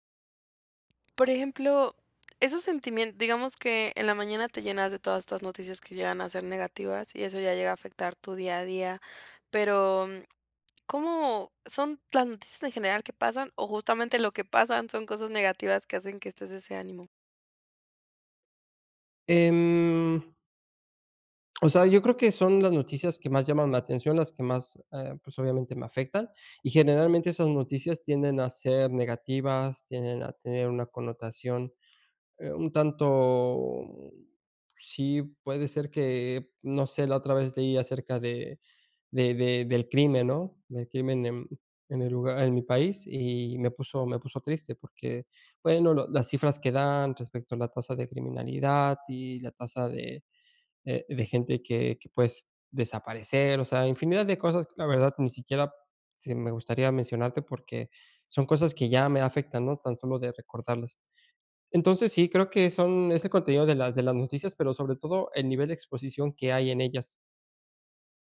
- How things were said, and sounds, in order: tapping; other noise; drawn out: "Em"; drawn out: "tanto"
- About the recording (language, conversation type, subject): Spanish, advice, ¿Cómo puedo manejar la sobrecarga de información de noticias y redes sociales?